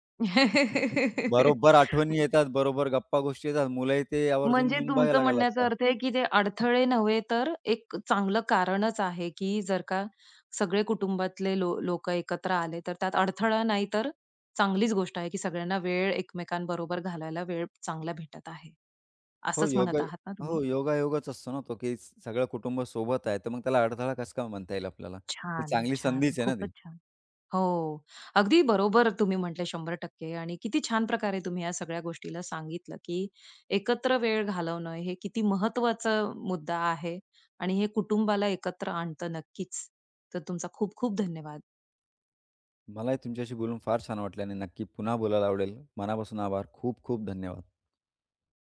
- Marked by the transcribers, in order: laugh; other background noise; tapping; "घालवायला" said as "घालायला"
- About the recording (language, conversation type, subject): Marathi, podcast, कुटुंबासाठी एकत्र वेळ घालवणे किती महत्त्वाचे आहे?